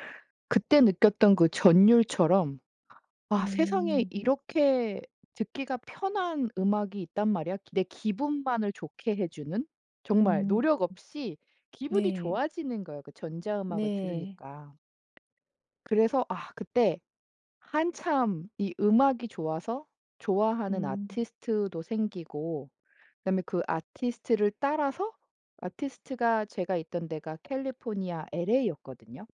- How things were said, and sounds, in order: other background noise; unintelligible speech
- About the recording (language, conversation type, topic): Korean, podcast, 술집·카페·클럽 같은 장소가 음악 취향을 형성하는 데 어떤 역할을 했나요?